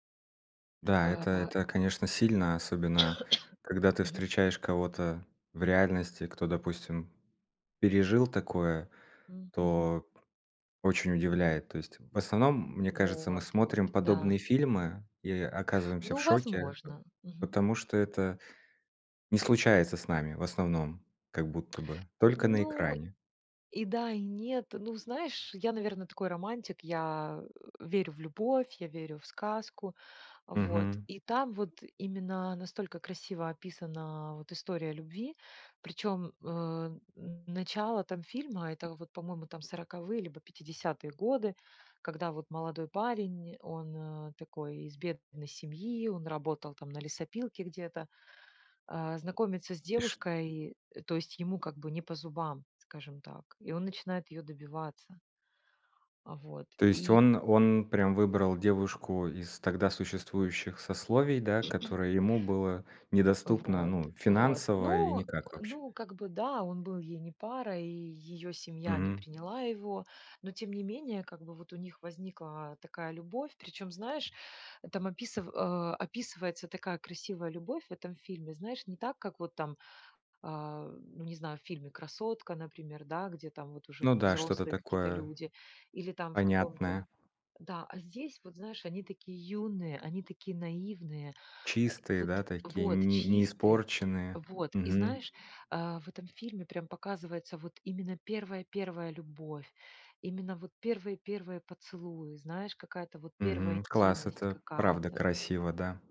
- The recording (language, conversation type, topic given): Russian, podcast, О каком своём любимом фильме вы бы рассказали и почему он вам близок?
- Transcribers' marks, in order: cough; other background noise; throat clearing